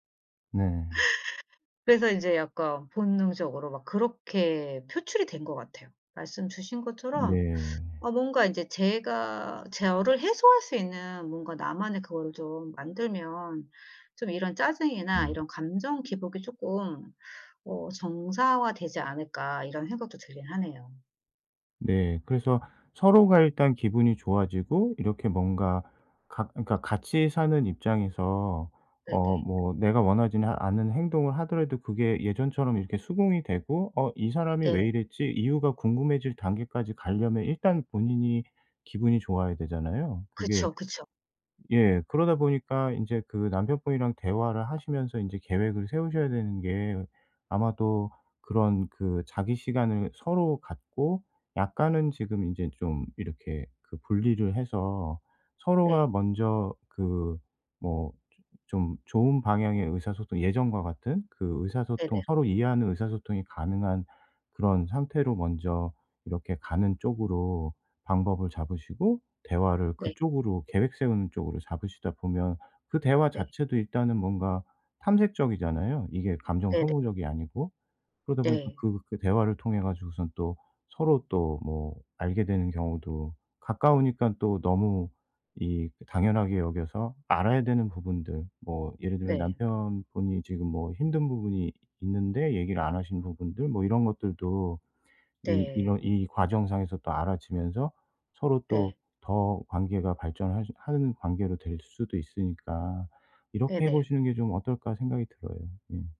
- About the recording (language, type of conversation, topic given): Korean, advice, 감정을 더 잘 조절하고 상대에게 더 적절하게 반응하려면 어떻게 해야 할까요?
- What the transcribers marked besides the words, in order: tapping